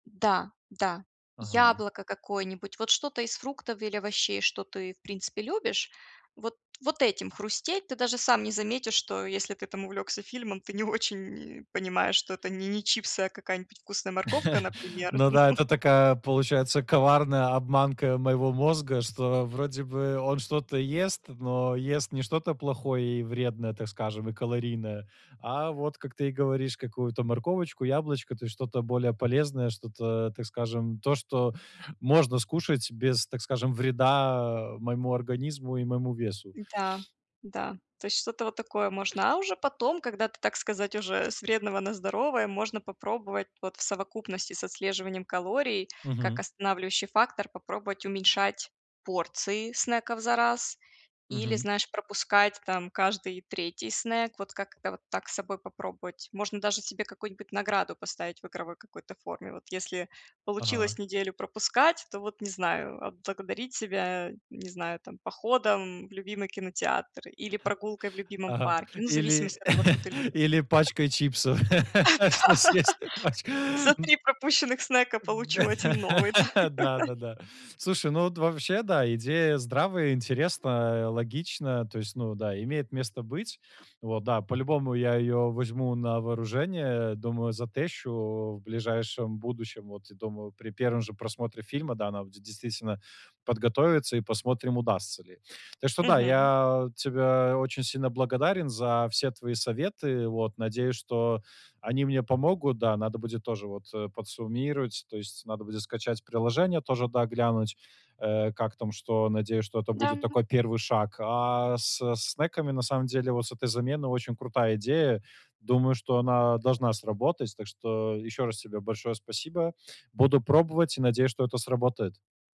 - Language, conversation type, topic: Russian, advice, Как мне лучше контролировать перекусы и устоять перед соблазнами?
- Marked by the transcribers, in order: tapping; laughing while speaking: "не очень и"; chuckle; laugh; other background noise; chuckle; laugh; laughing while speaking: "что съест пач"; chuckle; laughing while speaking: "Да"; chuckle; laugh; laughing while speaking: "да"; chuckle; background speech